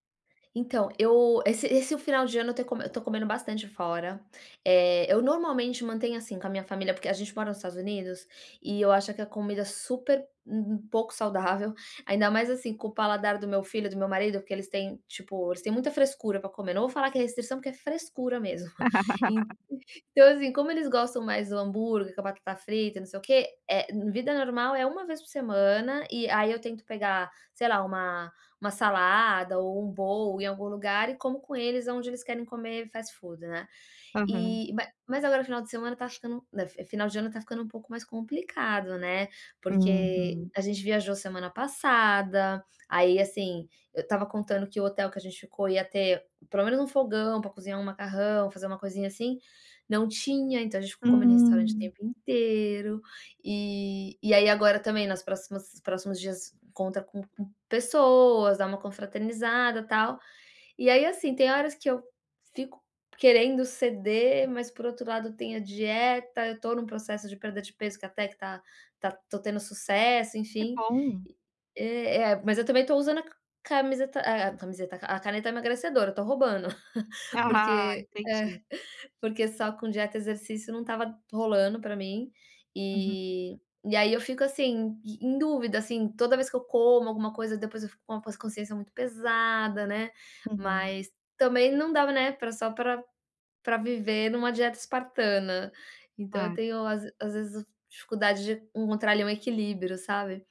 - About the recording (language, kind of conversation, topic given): Portuguese, advice, Como posso equilibrar indulgências com minhas metas nutricionais ao comer fora?
- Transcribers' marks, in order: other background noise; laugh; chuckle; laughing while speaking: "En então"; in English: "bowl"; in English: "fast food"; chuckle